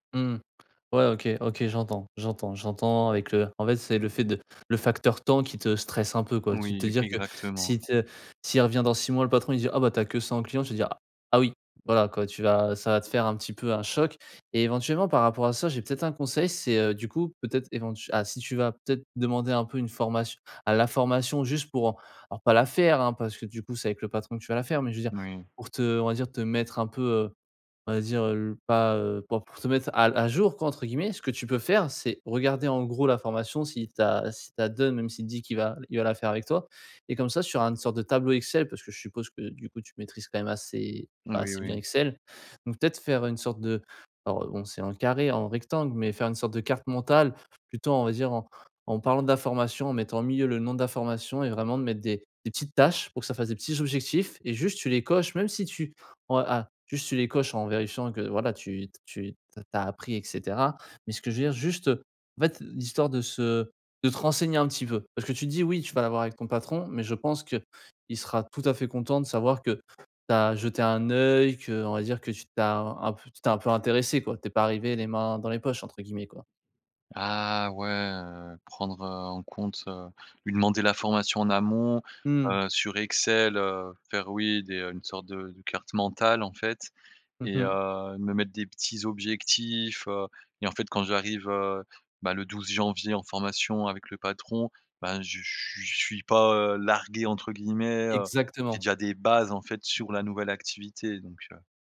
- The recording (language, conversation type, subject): French, advice, Comment avancer malgré la peur de l’inconnu sans se laisser paralyser ?
- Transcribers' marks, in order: tapping; other background noise